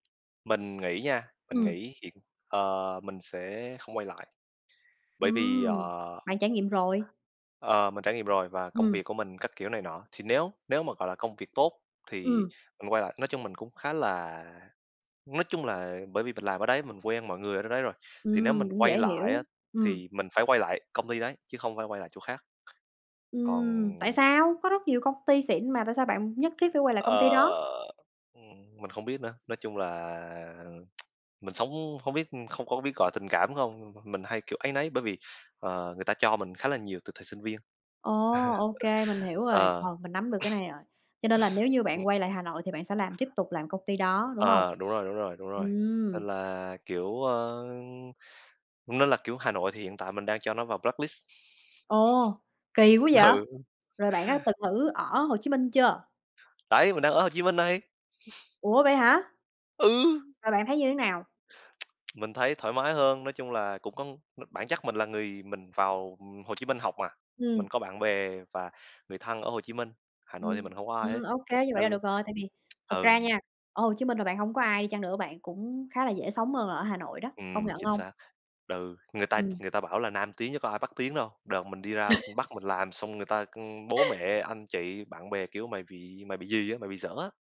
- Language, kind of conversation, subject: Vietnamese, unstructured, Bạn muốn khám phá địa điểm nào nhất trên thế giới?
- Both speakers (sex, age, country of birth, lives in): female, 30-34, Vietnam, United States; male, 20-24, Vietnam, Vietnam
- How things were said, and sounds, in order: tapping; other background noise; tsk; chuckle; sneeze; other noise; in English: "blacklist"; laughing while speaking: "Ừ"; chuckle; tsk; chuckle